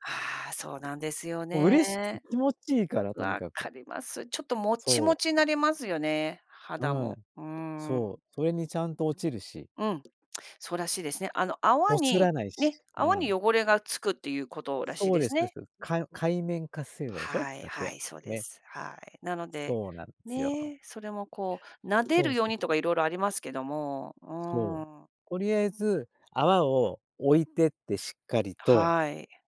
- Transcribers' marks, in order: tapping
- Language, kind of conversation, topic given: Japanese, podcast, 朝の身支度で、自分に自信が持てるようになるルーティンはありますか？